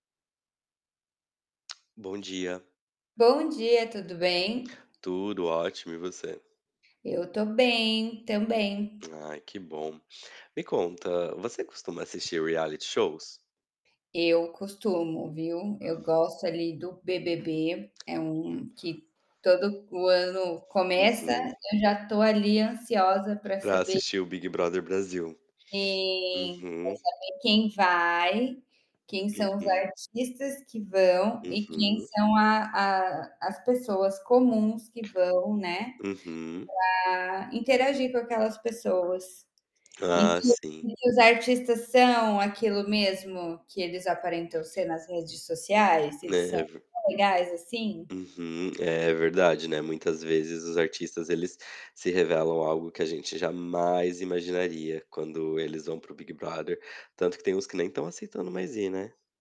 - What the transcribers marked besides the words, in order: in English: "reality"; other background noise; tapping; distorted speech
- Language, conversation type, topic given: Portuguese, unstructured, Qual é o impacto dos programas de realidade na cultura popular?